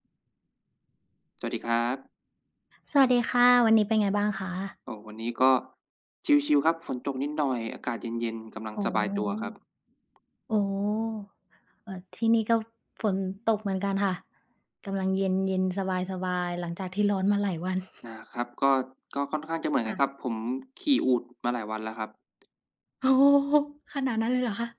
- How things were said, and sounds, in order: wind; other background noise; laugh; tapping
- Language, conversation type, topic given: Thai, unstructured, คุณชอบทำกิจกรรมยามว่างอะไรมากที่สุด?